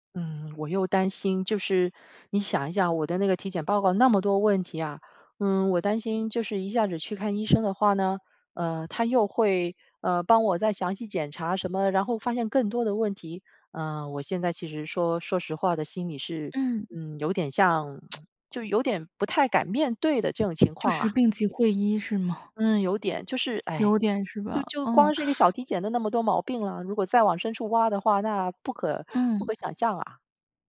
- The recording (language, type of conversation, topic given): Chinese, advice, 当你把身体症状放大时，为什么会产生健康焦虑？
- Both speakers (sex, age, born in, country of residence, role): female, 30-34, China, United States, advisor; female, 45-49, China, United States, user
- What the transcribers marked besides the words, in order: other background noise; tsk; "都" said as "的"